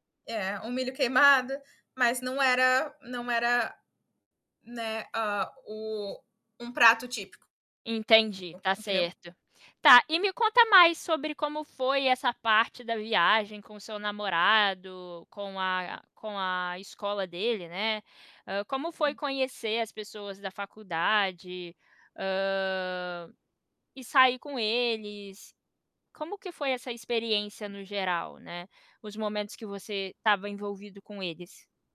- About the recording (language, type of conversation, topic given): Portuguese, podcast, Qual foi uma viagem inesquecível que você fez?
- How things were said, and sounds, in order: distorted speech; drawn out: "Hã"; static; other background noise